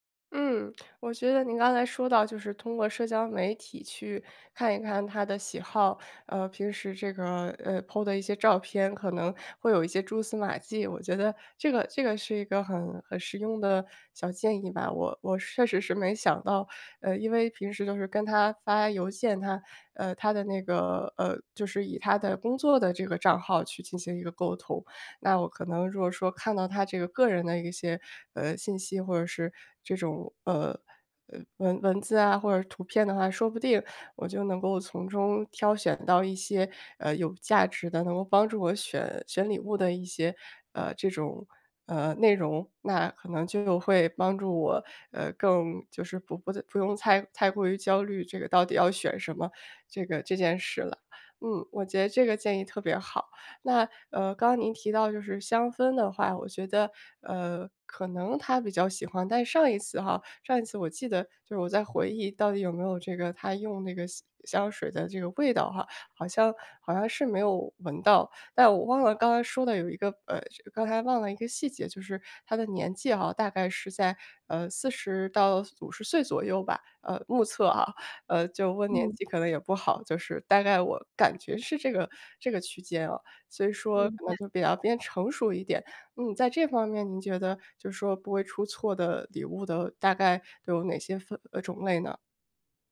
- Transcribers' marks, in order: in English: "po"
- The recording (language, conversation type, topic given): Chinese, advice, 怎样挑选礼物才能不出错并让对方满意？